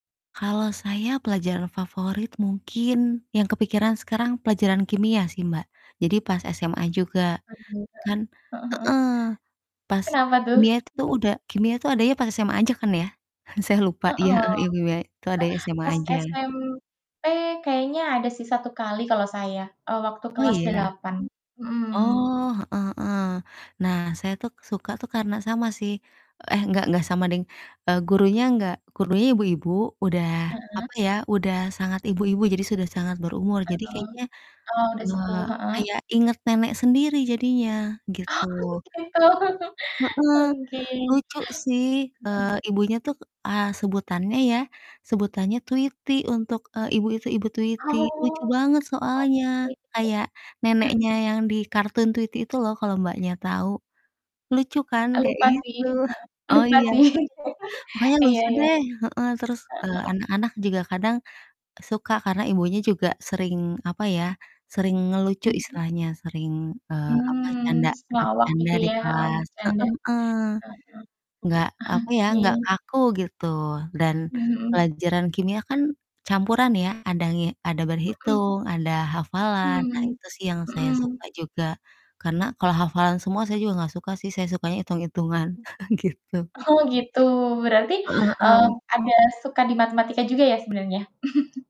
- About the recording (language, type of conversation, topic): Indonesian, unstructured, Apa pelajaran favoritmu di sekolah, dan mengapa?
- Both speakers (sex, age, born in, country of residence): female, 30-34, Indonesia, Indonesia; female, 35-39, Indonesia, Indonesia
- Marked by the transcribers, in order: unintelligible speech; distorted speech; chuckle; static; laughing while speaking: "Oh, gitu"; chuckle; unintelligible speech; laugh; chuckle; chuckle; laughing while speaking: "gitu"; chuckle